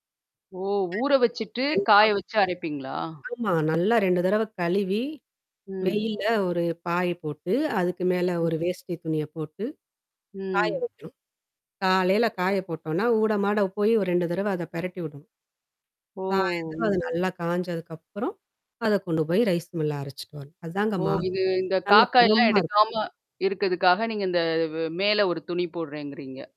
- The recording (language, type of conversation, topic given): Tamil, podcast, உங்கள் பாரம்பரிய உணவுகளில் உங்களுக்குப் பிடித்த ஒரு இதமான உணவைப் பற்றி சொல்ல முடியுமா?
- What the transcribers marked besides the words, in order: unintelligible speech; distorted speech; other background noise; in English: "ரைஸ் மில்லுல"